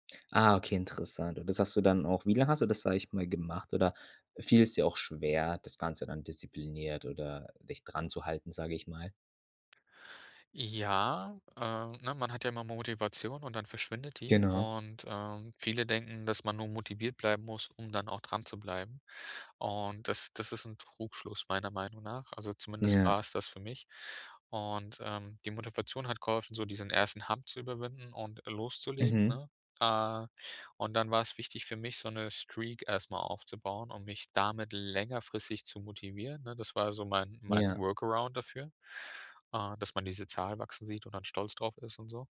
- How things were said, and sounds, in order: in English: "Hump"; in English: "Streak"; in English: "Workaround"
- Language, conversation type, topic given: German, podcast, Welche Gewohnheit stärkt deine innere Widerstandskraft?